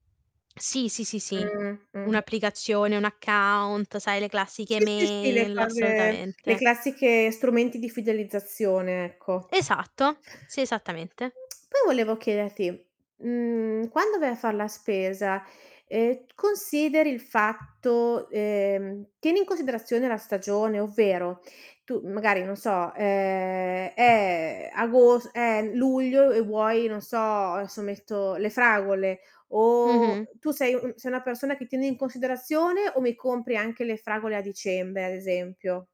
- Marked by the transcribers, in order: distorted speech; tapping; other background noise; baby crying; drawn out: "o"
- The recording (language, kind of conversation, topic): Italian, podcast, Come gestisci la spesa quando hai un budget limitato?